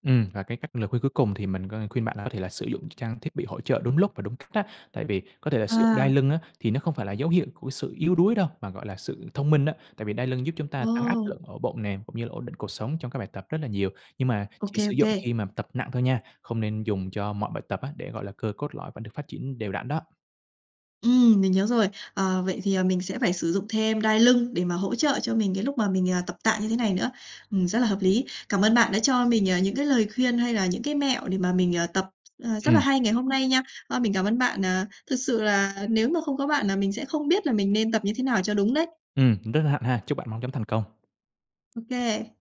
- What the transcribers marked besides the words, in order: tapping
- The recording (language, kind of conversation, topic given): Vietnamese, advice, Bạn lo lắng thế nào về nguy cơ chấn thương khi nâng tạ hoặc tập nặng?